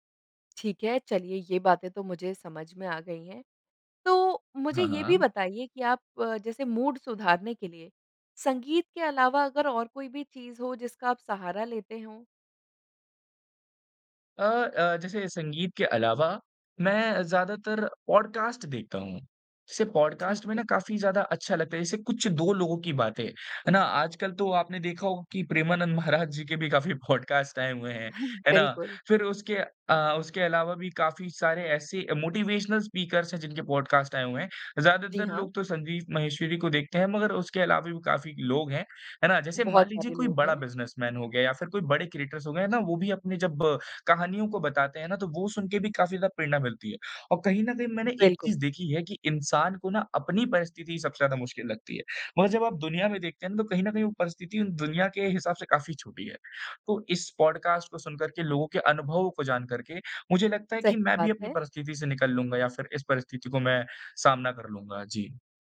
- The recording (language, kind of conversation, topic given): Hindi, podcast, मूड ठीक करने के लिए आप क्या सुनते हैं?
- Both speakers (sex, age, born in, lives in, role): female, 25-29, India, India, host; male, 20-24, India, India, guest
- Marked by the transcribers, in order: in English: "मूड"; in English: "पॉडकास्ट"; in English: "पॉडकास्ट"; laughing while speaking: "काफ़ी पॉडकास्ट"; in English: "पॉडकास्ट"; chuckle; in English: "मोटिवेशनल स्पीकर्स"; in English: "पॉडकास्ट"; in English: "बिज़नेसमैन"; in English: "क्रिएटर्स"; in English: "पॉडकास्ट"